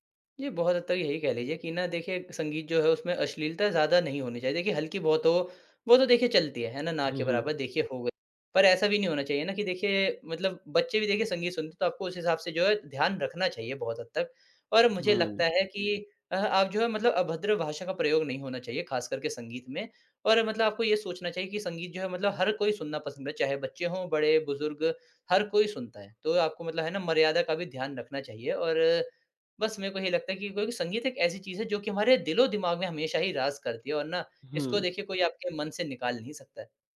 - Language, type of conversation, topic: Hindi, podcast, तुम्हारी संगीत पहचान कैसे बनती है, बताओ न?
- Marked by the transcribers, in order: none